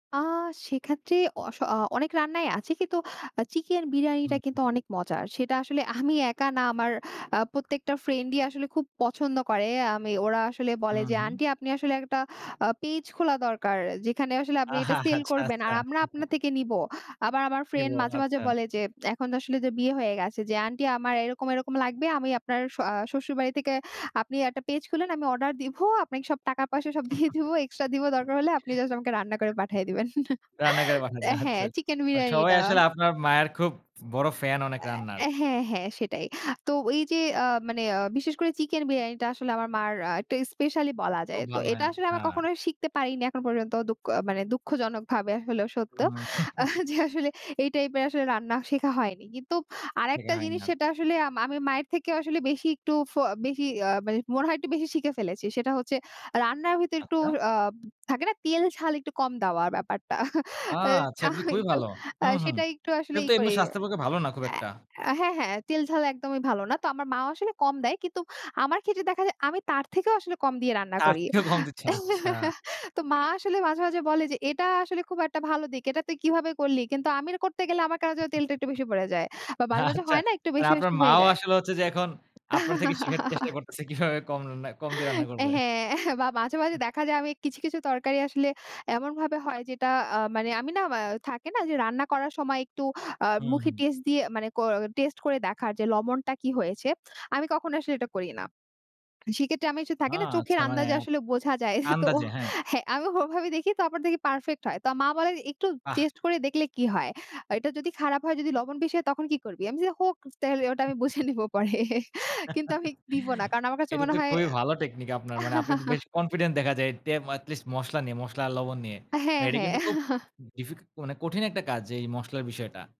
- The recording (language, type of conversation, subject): Bengali, podcast, পরিবারের দায়িত্বের মাঝেও শেখার জন্য আপনি সময় কীভাবে বের করেন?
- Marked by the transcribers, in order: other background noise; laughing while speaking: "আহা! আচ্ছা, আচ্ছা"; tapping; laughing while speaking: "অর্ডার দিব"; laughing while speaking: "দিয়ে দিবো"; chuckle; laughing while speaking: "দিবেন"; chuckle; chuckle; laughing while speaking: "আহ যে আসলে"; laughing while speaking: "ব্যাপারটা। এ তাও একটু"; laughing while speaking: "তার চেয়েও কম দিচ্ছেন"; laugh; chuckle; laughing while speaking: "আচ্ছা"; laughing while speaking: "কিভাবে"; laugh; chuckle; laughing while speaking: "তোহ হ্যাঁ"; chuckle; laughing while speaking: "আমি বুঝে নিবো পরে। কিন্তু আমি দিব না"; chuckle; laugh; chuckle